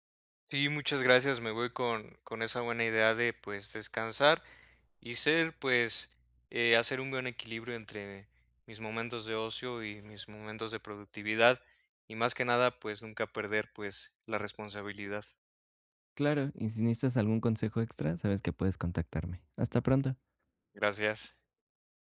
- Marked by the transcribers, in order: none
- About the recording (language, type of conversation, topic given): Spanish, advice, ¿Cómo puedo equilibrar mi tiempo entre descansar y ser productivo los fines de semana?